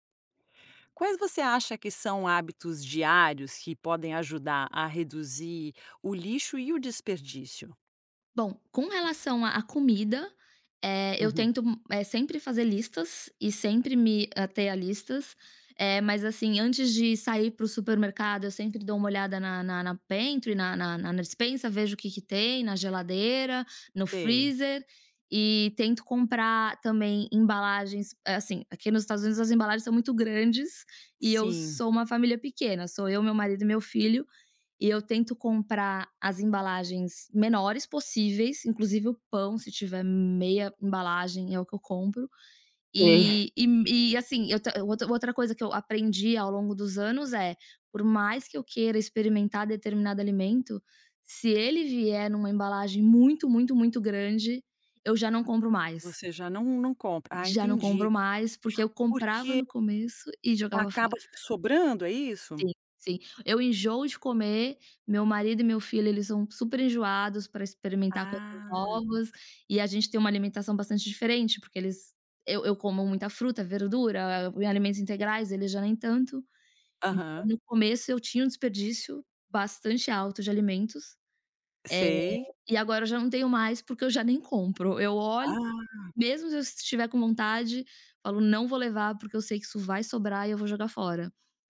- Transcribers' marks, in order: tapping; in English: "pentry"; other background noise
- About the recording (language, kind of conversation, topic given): Portuguese, podcast, Que hábitos diários ajudam você a reduzir lixo e desperdício?